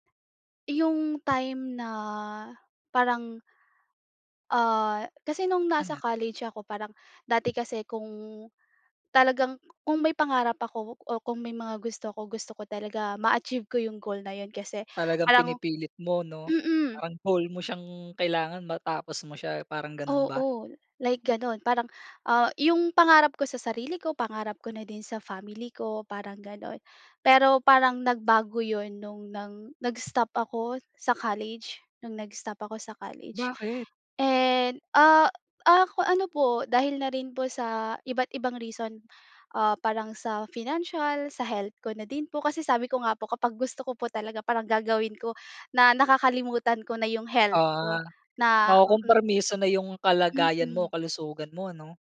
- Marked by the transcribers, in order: other background noise
- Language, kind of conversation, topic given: Filipino, podcast, Ano ang pinaka-memorable na learning experience mo at bakit?